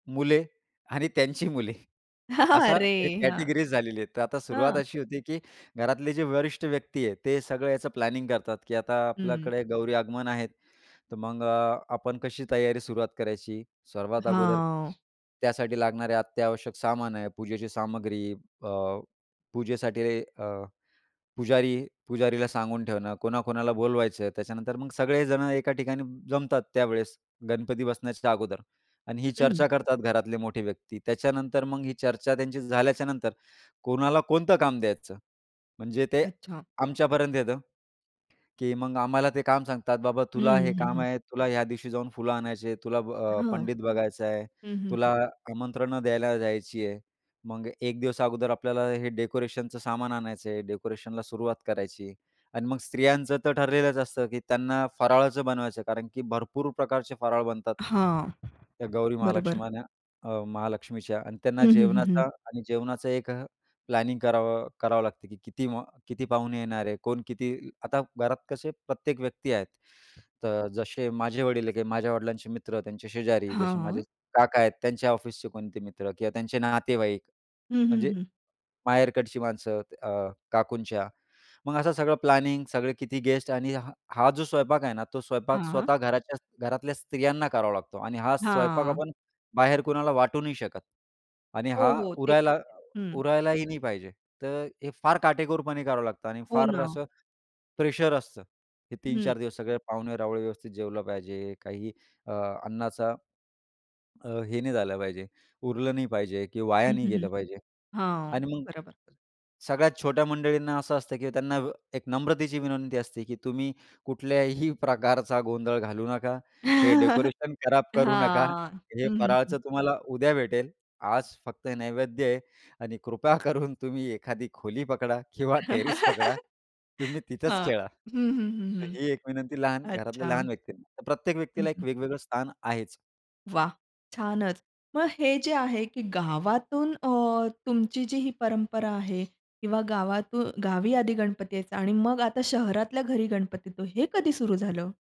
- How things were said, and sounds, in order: laughing while speaking: "त्यांची मुले"; in English: "कॅटेगरीज"; chuckle; in English: "प्लॅनिंग"; other background noise; horn; in English: "प्लॅनिंग"; in English: "प्लॅनिंग"; chuckle; laughing while speaking: "नका"; laughing while speaking: "कृपा करून"; in English: "टेरिस"; laugh; tapping
- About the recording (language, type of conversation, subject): Marathi, podcast, तुमच्या कुटुंबातील एखादी सामूहिक परंपरा कोणती आहे?